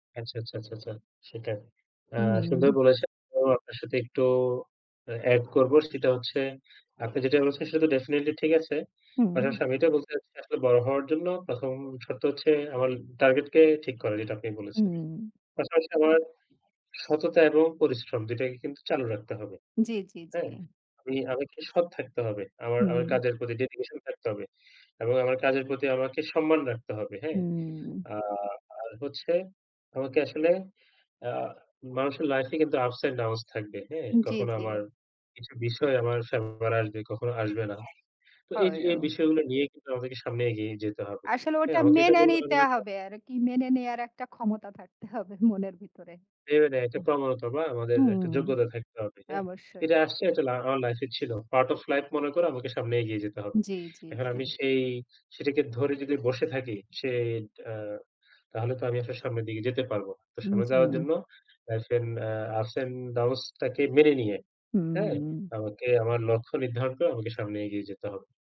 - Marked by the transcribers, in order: other background noise; in English: "definitely"; in English: "target"; in English: "dedication"; in English: "ups and downs"; unintelligible speech; other noise; unintelligible speech; unintelligible speech; in English: "Part of life"; "লাইফে" said as "লাইফেন"; in English: "ups and downs"
- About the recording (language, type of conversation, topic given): Bengali, unstructured, তুমি বড় হয়ে কী হতে চাও?